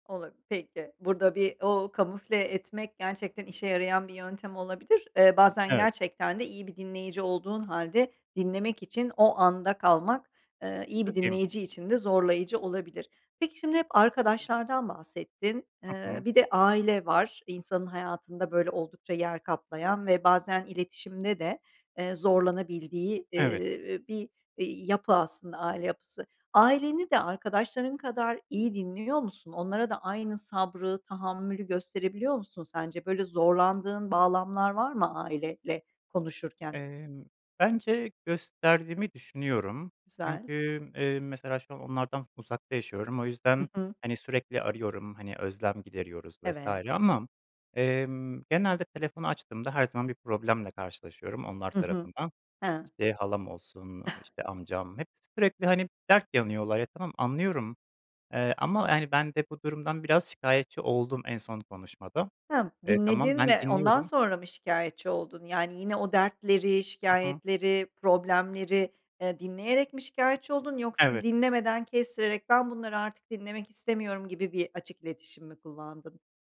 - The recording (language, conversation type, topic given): Turkish, podcast, İyi bir dinleyici olmak için neler yaparsın?
- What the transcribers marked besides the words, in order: tapping; other noise; other background noise